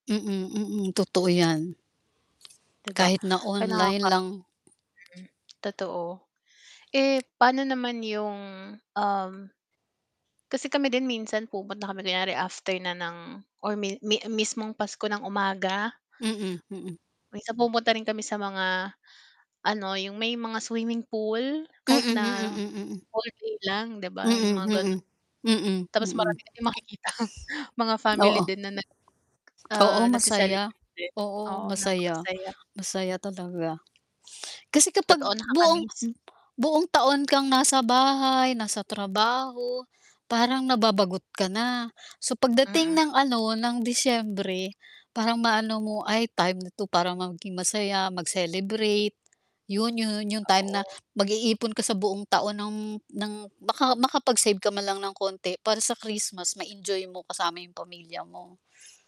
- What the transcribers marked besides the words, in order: static; distorted speech; tapping; unintelligible speech; laughing while speaking: "makikitang"
- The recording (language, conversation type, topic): Filipino, unstructured, Paano mo ipinagdiriwang ang Pasko kasama ang pamilya mo?